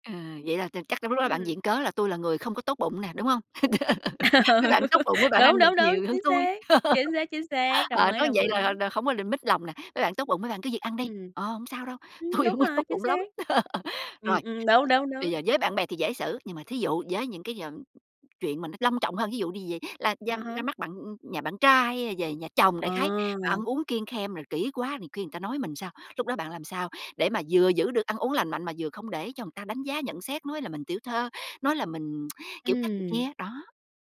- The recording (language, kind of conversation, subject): Vietnamese, podcast, Bạn giữ thói quen ăn uống lành mạnh bằng cách nào?
- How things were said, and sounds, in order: laugh; laugh; tapping; laughing while speaking: "tôi"; laugh; tsk